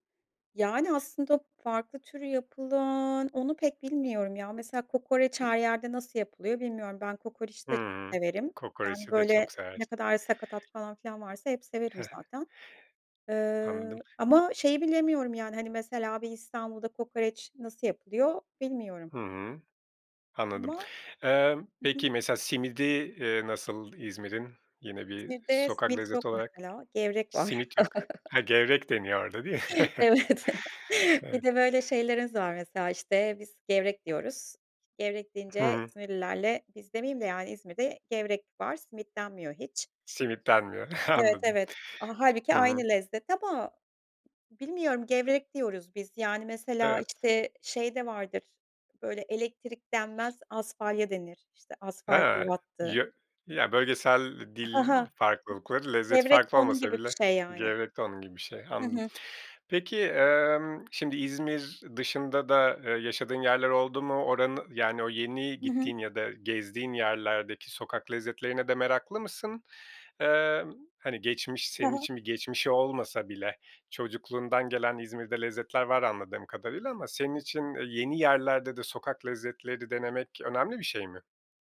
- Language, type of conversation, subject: Turkish, podcast, Sokak yemekleri senin için ne ifade ediyor ve en çok hangi tatları seviyorsun?
- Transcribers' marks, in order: other background noise; chuckle; laugh; laughing while speaking: "Evet"; chuckle; laughing while speaking: "değil mi? Evet"; chuckle; tapping